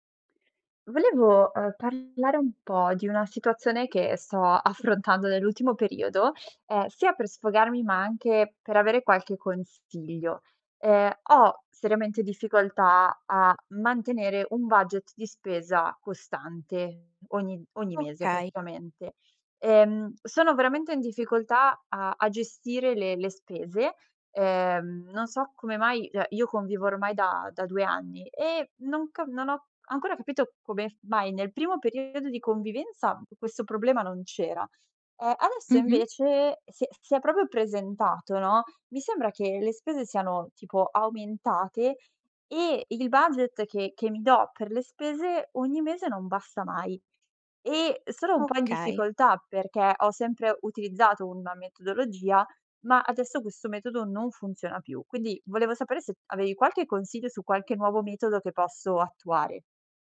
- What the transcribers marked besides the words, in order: "cioè" said as "geh"
- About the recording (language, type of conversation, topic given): Italian, advice, Come posso gestire meglio un budget mensile costante se faccio fatica a mantenerlo?